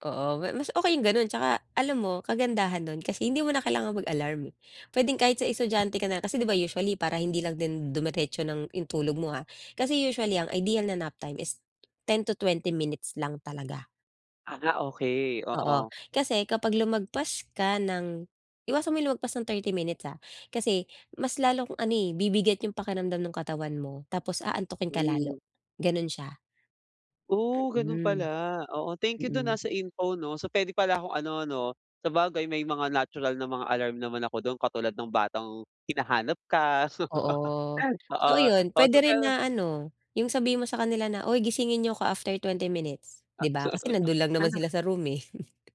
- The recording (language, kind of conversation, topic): Filipino, advice, Paano ako makakagawa ng epektibong maikling pag-idlip araw-araw?
- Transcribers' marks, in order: tapping; other background noise; laughing while speaking: "so oo"; laughing while speaking: "At sa"; chuckle